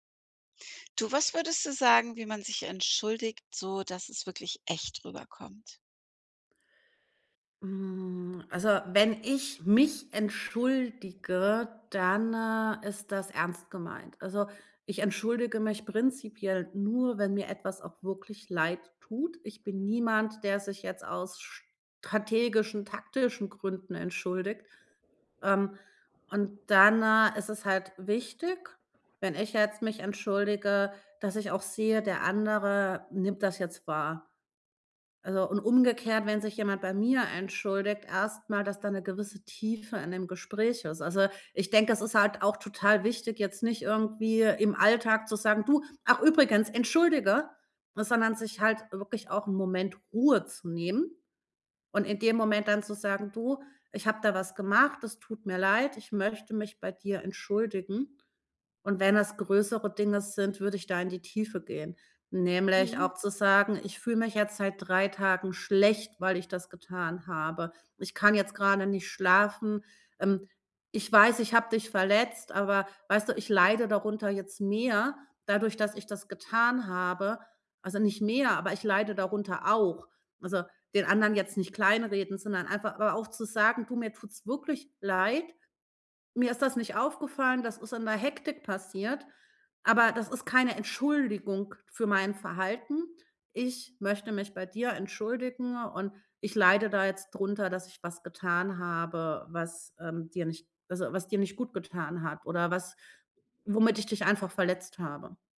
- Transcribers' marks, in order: other background noise; drawn out: "Hm"
- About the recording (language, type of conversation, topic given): German, podcast, Wie entschuldigt man sich so, dass es echt rüberkommt?
- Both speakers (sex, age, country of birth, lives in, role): female, 40-44, Germany, Germany, guest; female, 55-59, Germany, Italy, host